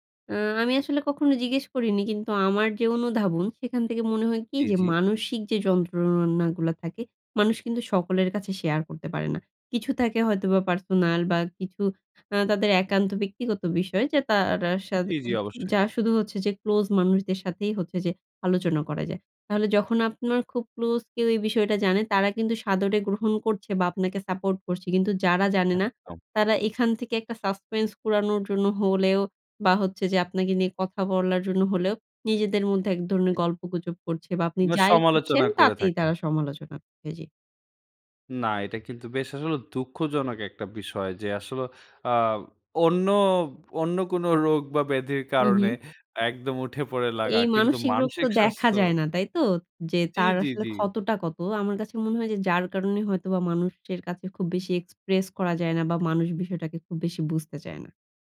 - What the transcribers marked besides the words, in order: "যন্ত্রণাগুলা" said as "যন্ত্রনণাগুলা"; in English: "suspense"
- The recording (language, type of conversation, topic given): Bengali, podcast, আঘাত বা অসুস্থতার পর মনকে কীভাবে চাঙ্গা রাখেন?